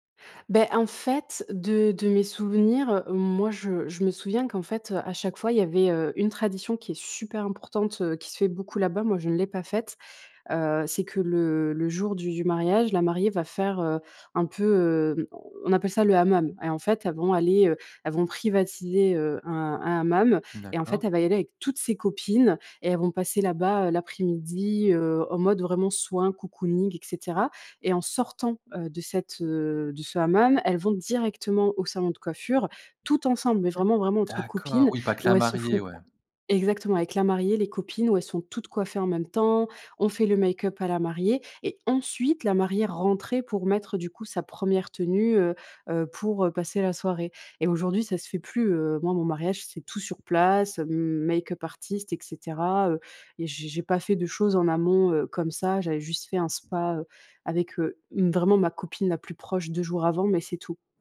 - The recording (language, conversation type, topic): French, podcast, Comment se déroule un mariage chez vous ?
- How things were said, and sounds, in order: stressed: "super"; stressed: "toutes"; in English: "cocooning"; stressed: "sortant"; stressed: "D'accord"; in English: "make-up"; stressed: "ensuite"; in English: "make-up artist"; tapping